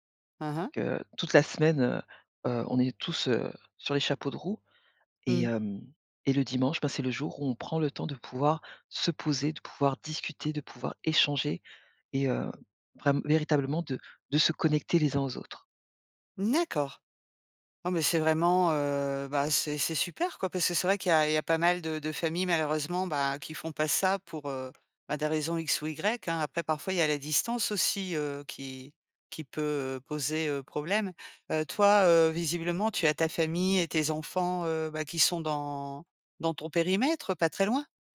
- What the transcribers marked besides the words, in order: tapping; other background noise
- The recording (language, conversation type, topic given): French, podcast, Pourquoi le fait de partager un repas renforce-t-il souvent les liens ?